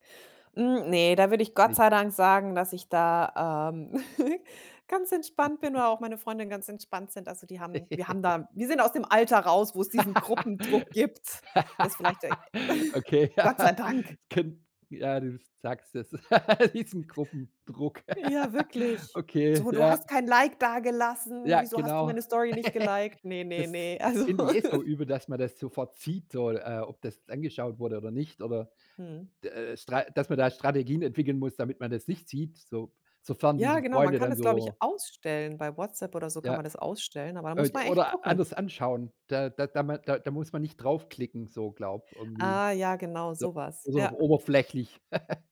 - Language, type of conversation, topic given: German, podcast, Wie gehst du mit der Angst um, etwas zu verpassen?
- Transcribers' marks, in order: giggle; chuckle; giggle; laugh; laughing while speaking: "ja"; chuckle; laugh; laughing while speaking: "diesen Gruppendruck"; chuckle; giggle; giggle; giggle